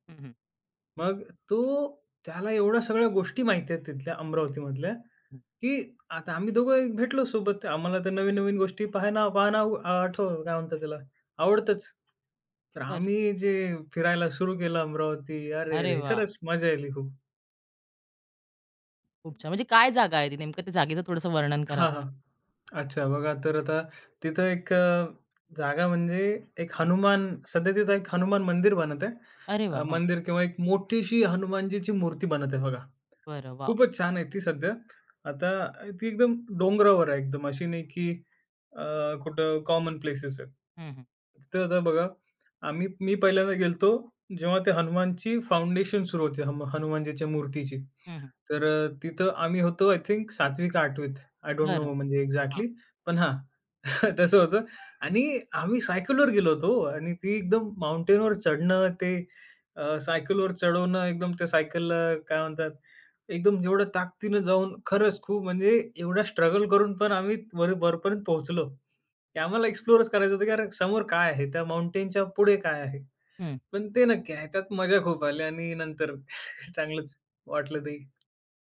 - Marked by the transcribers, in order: tapping; joyful: "तर आम्ही जे फिरायला सुरू केलं अमरावती, अरे-अरे! खरंच मजा आली खूप"; other background noise; in English: "कॉमन प्लेसेस"; "गेलो होतो" said as "गेलतो"; in English: "फाउंडेशन"; in English: "आय डोंट नो"; in English: "एक्झॅक्टली"; chuckle; "ताकदीनं" said as "ताकतीनं"
- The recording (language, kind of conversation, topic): Marathi, podcast, शहरातील लपलेली ठिकाणे तुम्ही कशी शोधता?